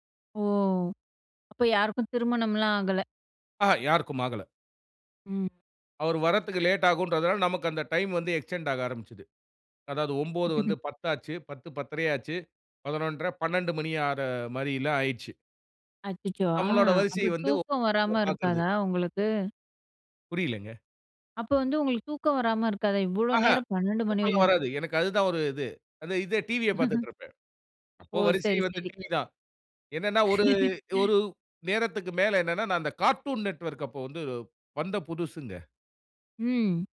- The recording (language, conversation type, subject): Tamil, podcast, இரவில்தூங்குவதற்குமுன் நீங்கள் எந்த வரிசையில் என்னென்ன செய்வீர்கள்?
- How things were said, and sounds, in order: in English: "எக்ஸ்டெண்ட்"; laugh; unintelligible speech; chuckle; laugh